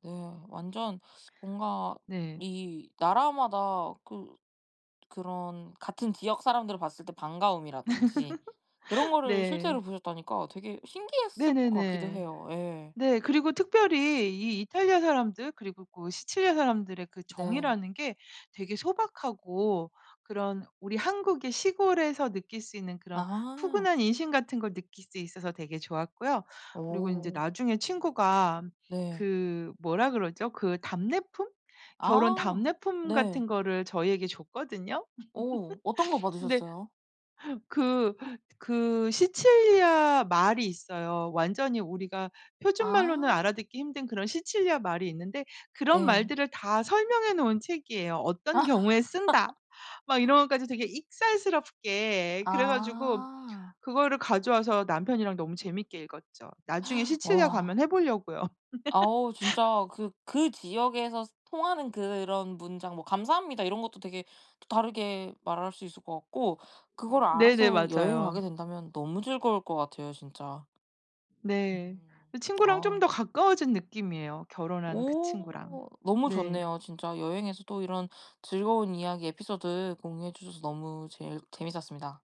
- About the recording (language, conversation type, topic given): Korean, podcast, 가장 기억에 남는 여행 에피소드가 무엇인가요?
- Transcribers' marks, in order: tapping; laugh; other background noise; laugh; laugh; laugh